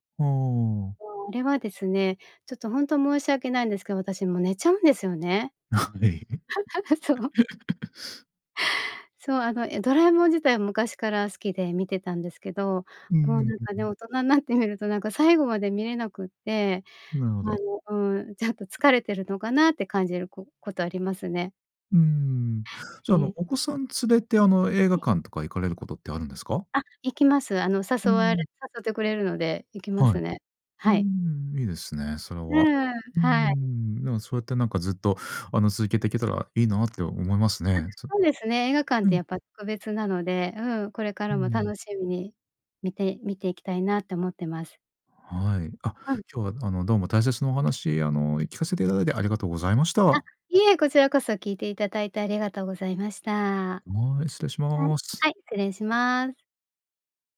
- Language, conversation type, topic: Japanese, podcast, 映画は映画館で観るのと家で観るのとでは、どちらが好きですか？
- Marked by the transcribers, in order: laughing while speaking: "はい"; laugh; other background noise